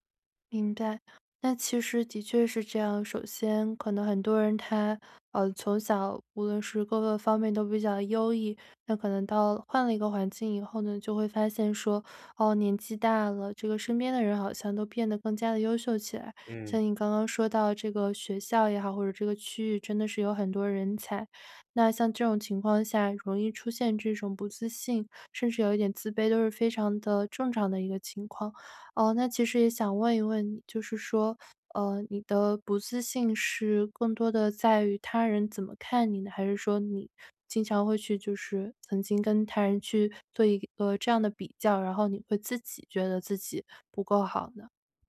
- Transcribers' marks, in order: none
- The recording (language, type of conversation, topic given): Chinese, advice, 我该如何在恋爱关系中建立自信和自我价值感？